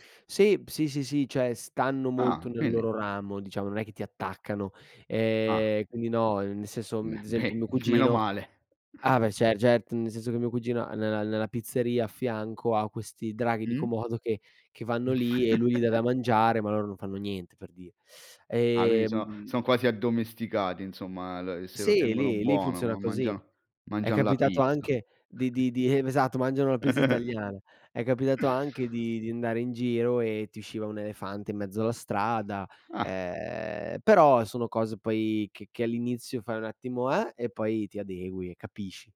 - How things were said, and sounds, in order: "quindi" said as "quini"; other background noise; laughing while speaking: "beh. Meno"; "ad" said as "d"; giggle; tapping; "quindi" said as "quini"; teeth sucking; drawn out: "ehm"; chuckle; giggle
- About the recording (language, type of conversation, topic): Italian, podcast, Qual è il viaggio che ti ha cambiato la vita?